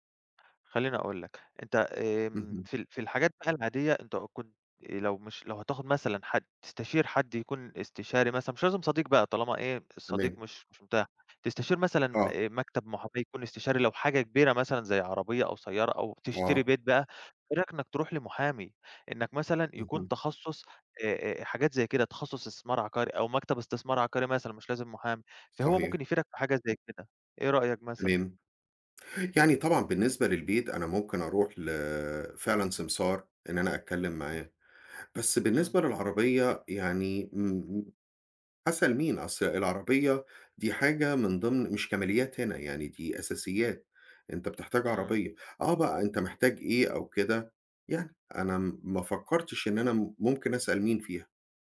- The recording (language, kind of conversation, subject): Arabic, advice, إزاي أقدر أقاوم الشراء العاطفي لما أكون متوتر أو زهقان؟
- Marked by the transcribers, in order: none